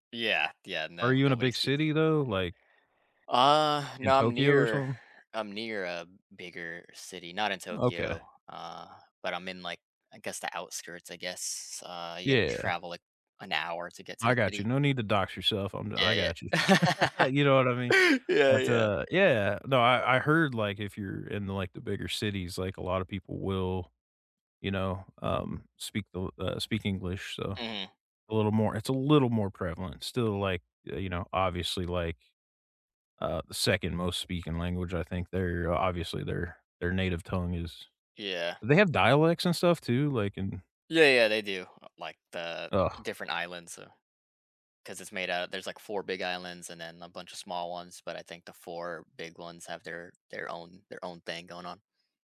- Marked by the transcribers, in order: other background noise; chuckle; laugh
- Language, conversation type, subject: English, unstructured, What little joys instantly brighten your day?